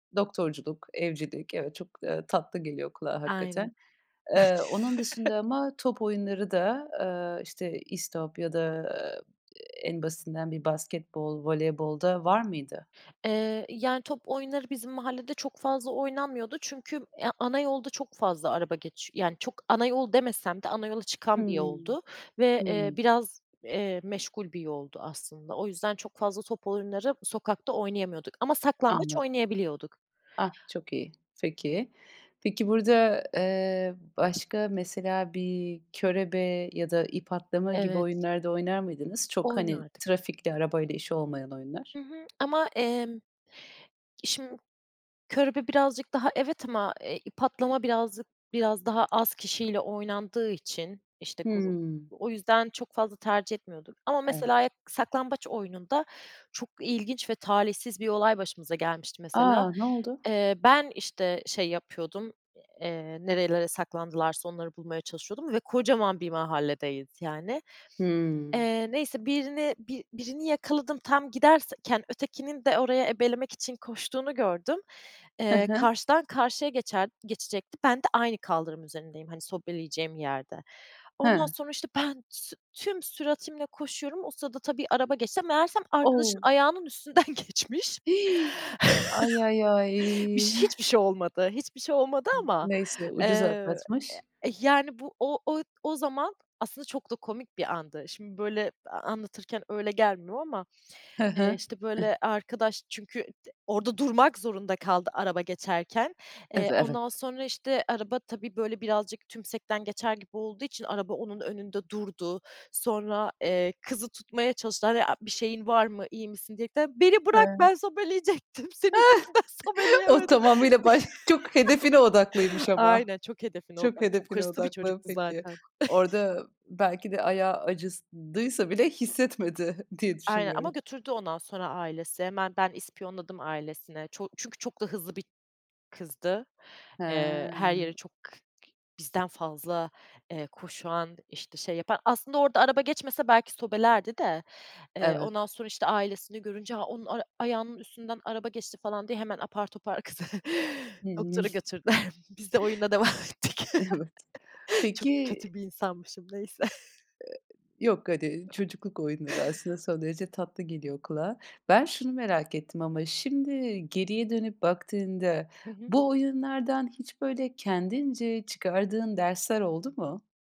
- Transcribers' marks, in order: chuckle; tapping; other background noise; "giderken" said as "gidersken"; surprised: "Hi!"; laughing while speaking: "geçmiş"; chuckle; unintelligible speech; other noise; chuckle; laughing while speaking: "O tamamıyla baş çok hedefine odaklıymış ama"; laughing while speaking: "Beni bırak, ben sobeleyecektim, senin yüzünden sobeleyemedim"; laugh; chuckle; "acıdıysa" said as "acısdıysa"; unintelligible speech; laughing while speaking: "kızı doktora götürdüler. Biz de oyuna devam ettik"; chuckle; chuckle
- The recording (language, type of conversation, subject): Turkish, podcast, Çocukken arkadaşlarınla kurduğun oyunlar nasıldı?